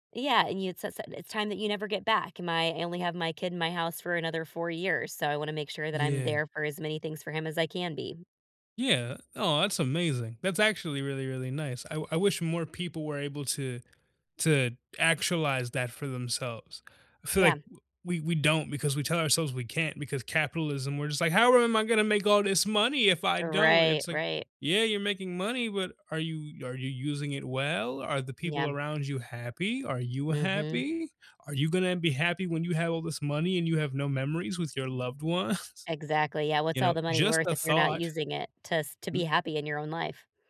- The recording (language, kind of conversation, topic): English, unstructured, How can I balance work and personal life?
- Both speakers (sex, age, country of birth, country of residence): female, 40-44, United States, United States; male, 20-24, United States, United States
- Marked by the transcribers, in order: tapping; put-on voice: "How am I gonna make all this money if I don't?"; laughing while speaking: "ones?"